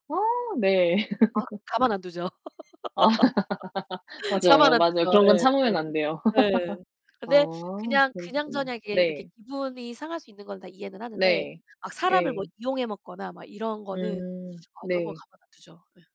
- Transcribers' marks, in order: laughing while speaking: "네"; laugh; laugh
- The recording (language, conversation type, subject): Korean, unstructured, 친구와 처음 싸웠을 때 기분이 어땠나요?